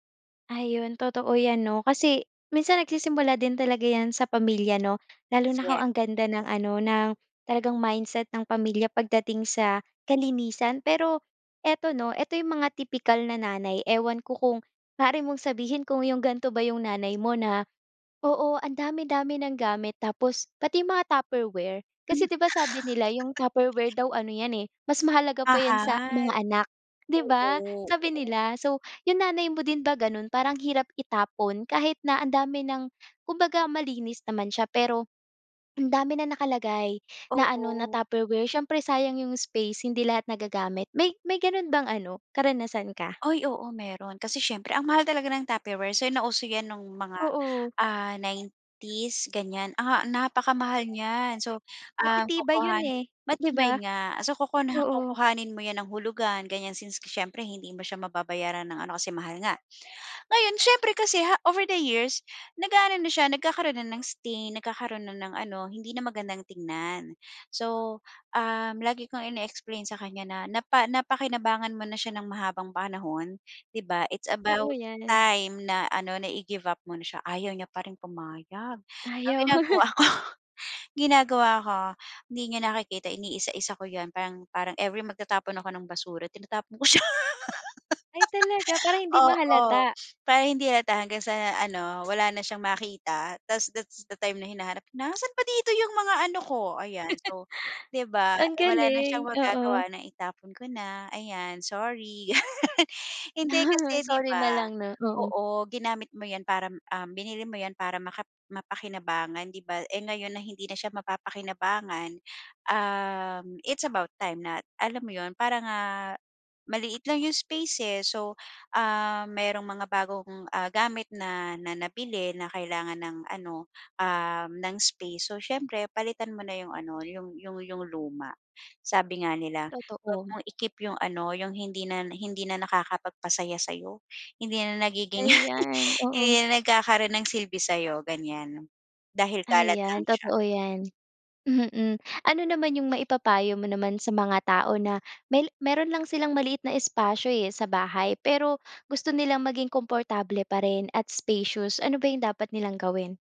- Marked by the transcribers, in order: tapping; unintelligible speech; unintelligible speech; wind; other background noise; unintelligible speech; in English: "It's about time"; laugh; laughing while speaking: "ko"; joyful: "Ay talaga, para hindi mahalata"; laughing while speaking: "siya"; laugh; sniff; in English: "that's the time"; laugh; "para" said as "param"; in English: "it's about time"; laughing while speaking: "nagiging"; in English: "spacious"
- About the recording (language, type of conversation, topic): Filipino, podcast, Paano mo inaayos ang maliit na espasyo para mas kumportable?